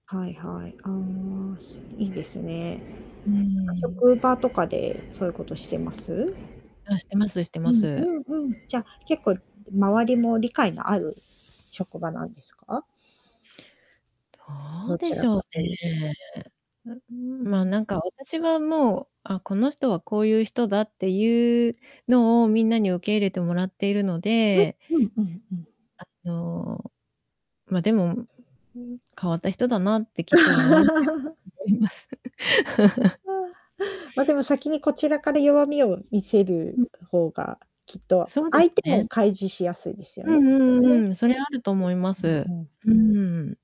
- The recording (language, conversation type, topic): Japanese, podcast, 落ち込んだとき、あなたはどうやって立ち直りますか？
- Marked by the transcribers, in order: mechanical hum; distorted speech; static; laugh; other background noise; laughing while speaking: "思います"; laugh; chuckle